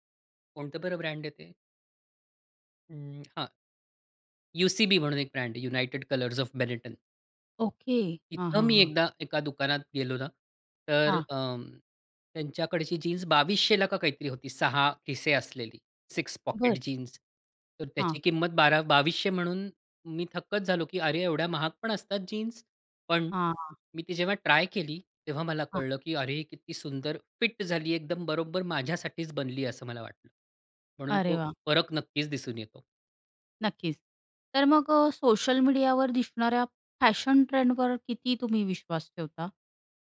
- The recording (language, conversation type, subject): Marathi, podcast, सामाजिक माध्यमांमुळे तुमची कपड्यांची पसंती बदलली आहे का?
- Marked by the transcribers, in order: tapping; in English: "सिक्स पॉकेट जीन्स"